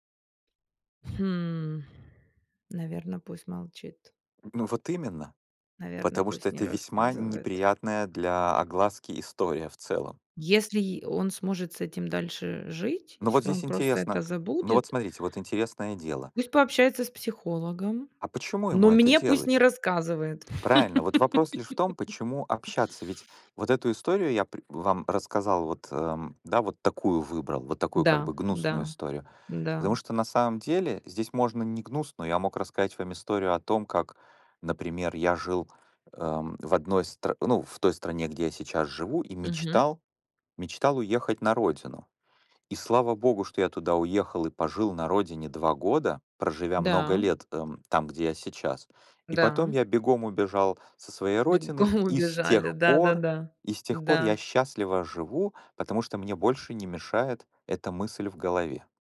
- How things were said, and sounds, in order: tapping; laugh; laughing while speaking: "Бегом убежали"; other background noise
- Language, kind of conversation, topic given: Russian, unstructured, Как вы считаете, насколько важна честность в любви?